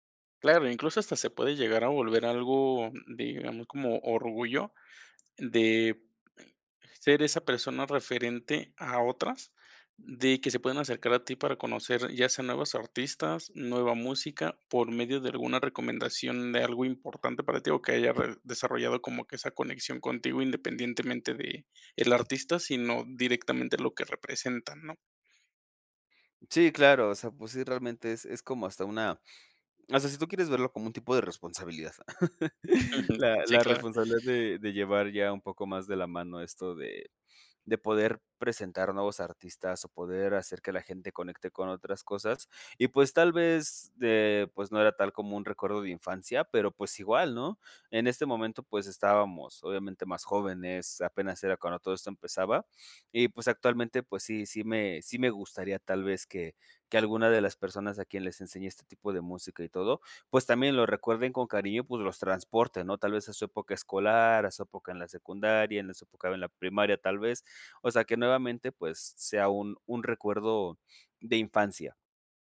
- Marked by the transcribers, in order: sniff; chuckle; sniff; sniff; sniff
- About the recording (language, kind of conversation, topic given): Spanish, podcast, ¿Qué canción o música te recuerda a tu infancia y por qué?